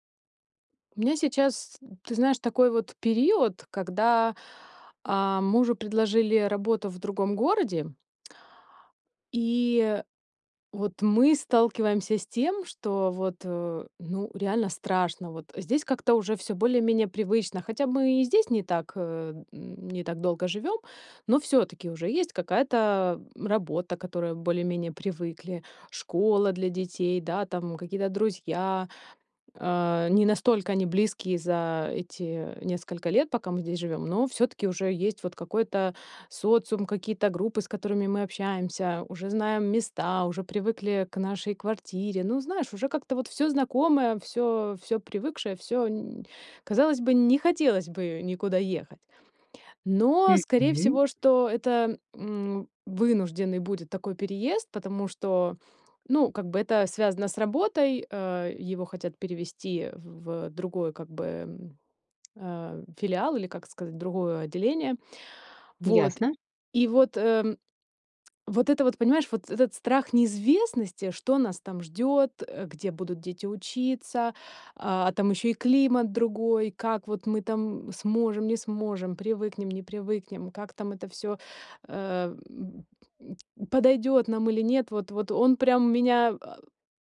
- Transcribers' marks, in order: none
- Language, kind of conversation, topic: Russian, advice, Как справиться со страхом неизвестности перед переездом в другой город?